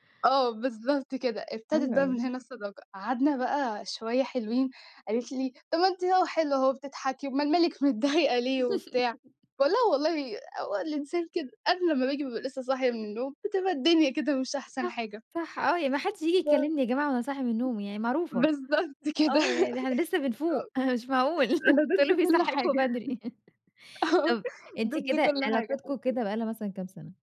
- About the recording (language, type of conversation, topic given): Arabic, podcast, إحكيلنا عن صداقة فضلت قوية مع الأيام وإزاي اتأكدتوا إنها بتستحمل الوقت؟
- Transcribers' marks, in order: chuckle; unintelligible speech; tapping; laughing while speaking: "كده"; laugh; laugh; laughing while speaking: "أنتم إيه اللي بيصحيكوا بدري"; laughing while speaking: "آه، ضِد كل حاجة حرفي"; chuckle